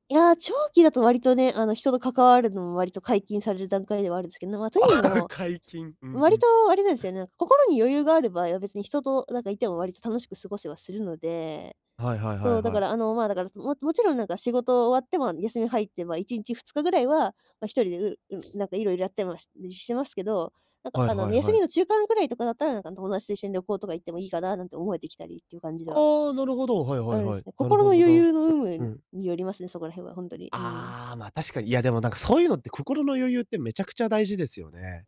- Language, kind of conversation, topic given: Japanese, podcast, 休日はどのように過ごすのがいちばん好きですか？
- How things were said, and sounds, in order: laugh; sniff